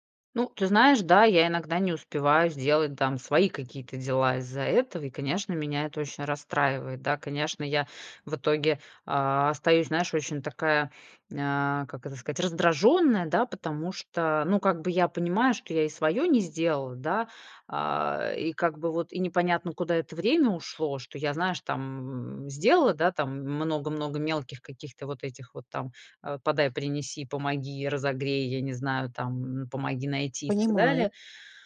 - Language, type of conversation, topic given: Russian, advice, Как научиться говорить «нет», чтобы не перегружаться чужими просьбами?
- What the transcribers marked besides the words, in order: tapping